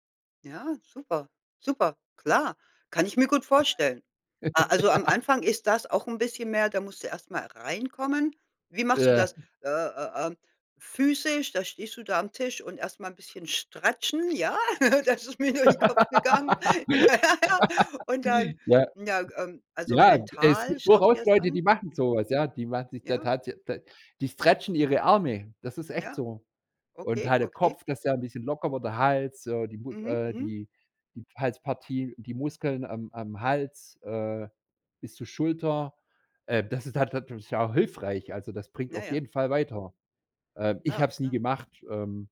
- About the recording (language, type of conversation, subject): German, podcast, Wann gerätst du bei deinem Hobby so richtig in den Flow?
- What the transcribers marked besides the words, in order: other noise; laugh; "stratchen" said as "stretschen"; chuckle; laughing while speaking: "Das ist mir durch den Kopf gegangen. Naja, ja"; laugh